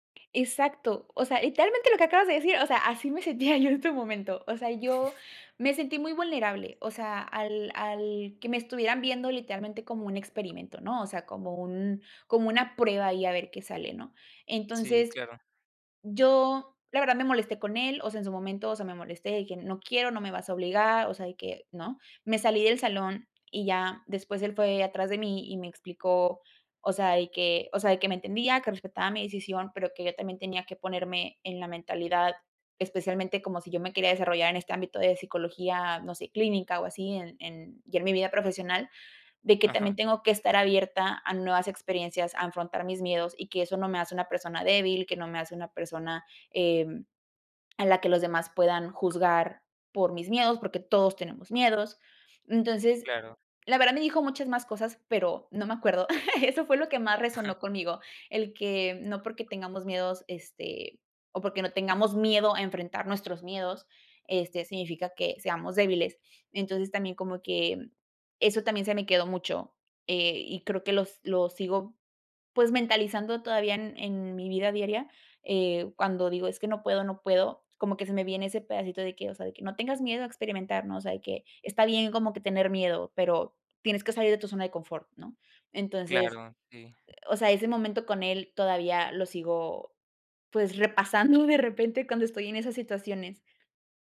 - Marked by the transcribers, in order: tapping; laughing while speaking: "así me sentía yo"; "afrontar" said as "anfrontar"; laughing while speaking: "Eso"; chuckle; laughing while speaking: "repasando de repente"
- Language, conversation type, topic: Spanish, podcast, ¿Cuál fue una clase que te cambió la vida y por qué?